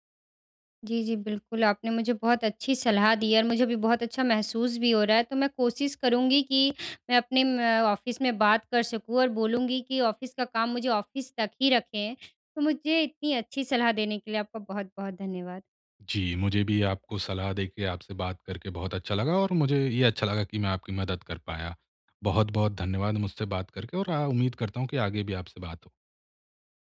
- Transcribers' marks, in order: in English: "ऑफ़िस"; in English: "ऑफ़िस"; in English: "ऑफ़िस"
- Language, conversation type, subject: Hindi, advice, मैं अपनी रोज़मर्रा की दिनचर्या में नियमित आराम और विश्राम कैसे जोड़ूँ?